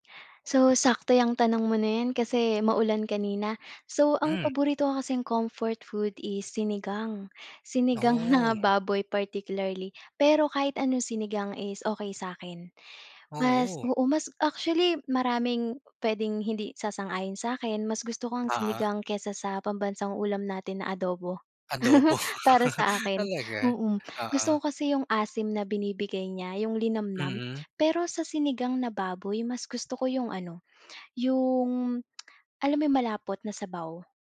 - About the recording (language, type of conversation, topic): Filipino, podcast, Ano ang paborito mong pagkaing pampagaan ng loob, at bakit?
- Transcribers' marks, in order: laughing while speaking: "na"; tapping; laughing while speaking: "Adobo"; chuckle; tongue click